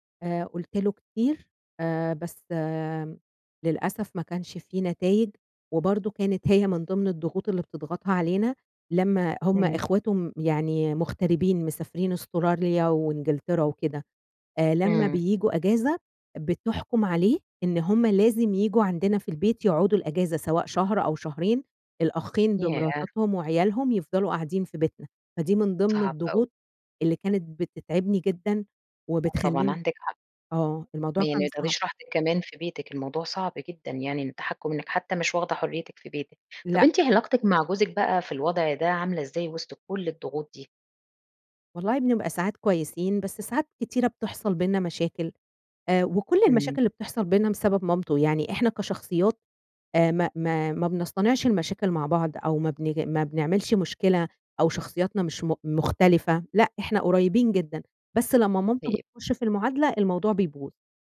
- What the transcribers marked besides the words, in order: tapping
- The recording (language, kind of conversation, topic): Arabic, advice, إزاي ضغوط العيلة عشان أمشي مع التقاليد بتخلّيني مش عارفة أكون على طبيعتي؟